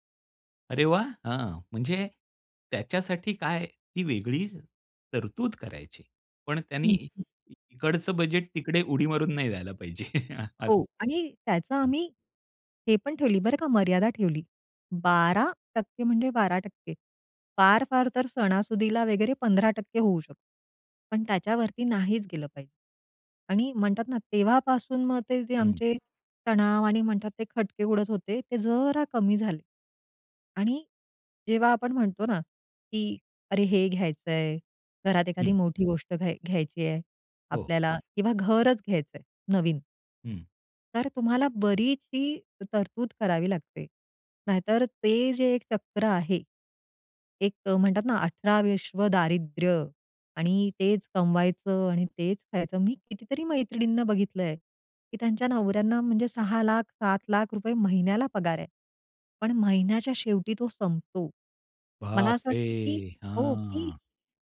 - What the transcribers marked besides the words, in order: other background noise; chuckle; drawn out: "जरा"; surprised: "बापरे!"
- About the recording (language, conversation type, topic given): Marathi, podcast, तात्काळ समाधान आणि दीर्घकालीन वाढ यांचा तोल कसा सांभाळतोस?